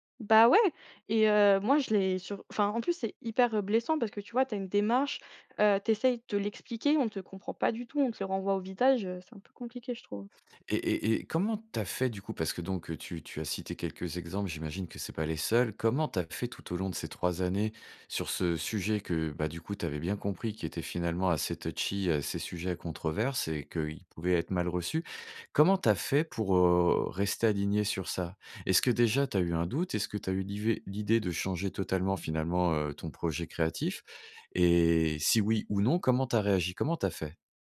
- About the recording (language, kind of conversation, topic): French, podcast, Peux-tu me parler d’un projet créatif qui t’a vraiment marqué ?
- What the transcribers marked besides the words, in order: in English: "touchy"